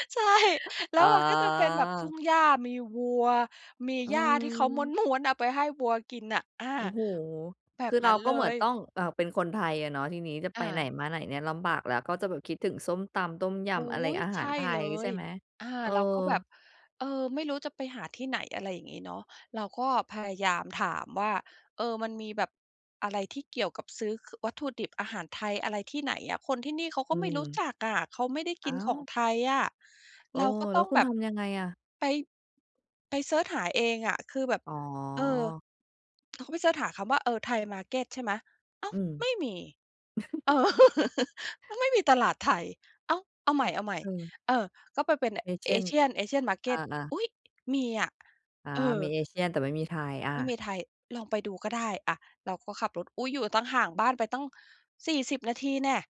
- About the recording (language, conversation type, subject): Thai, podcast, การปรับตัวในที่ใหม่ คุณทำยังไงให้รอด?
- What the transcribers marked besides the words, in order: laughing while speaking: "ใช่"; chuckle; laugh